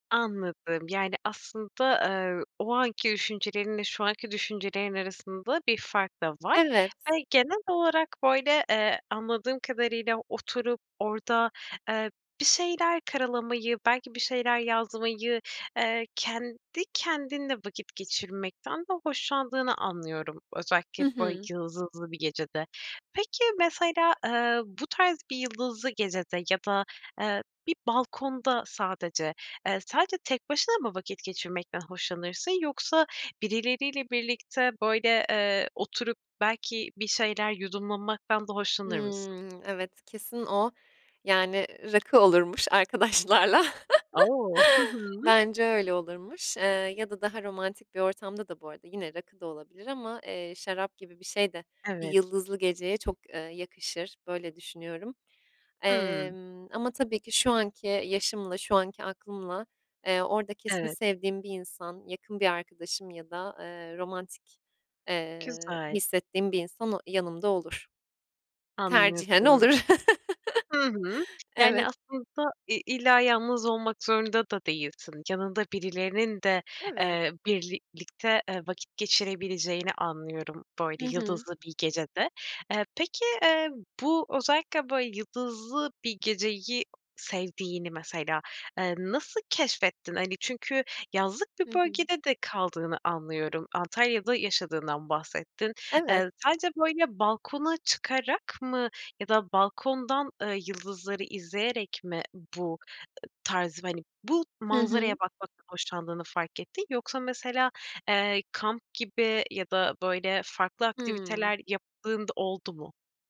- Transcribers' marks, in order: laugh; other background noise; chuckle; "birlikte" said as "birlilikte"
- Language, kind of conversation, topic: Turkish, podcast, Yıldızlı bir gece seni nasıl hissettirir?